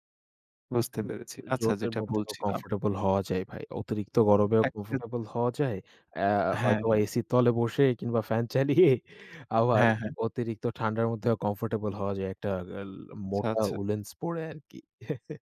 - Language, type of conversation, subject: Bengali, unstructured, আপনার স্বপ্নের ভ্রমণ গন্তব্য কোথায়?
- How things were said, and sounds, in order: other background noise; "রোদের" said as "যোদের"; laughing while speaking: "চালিয়ে, আবার"; chuckle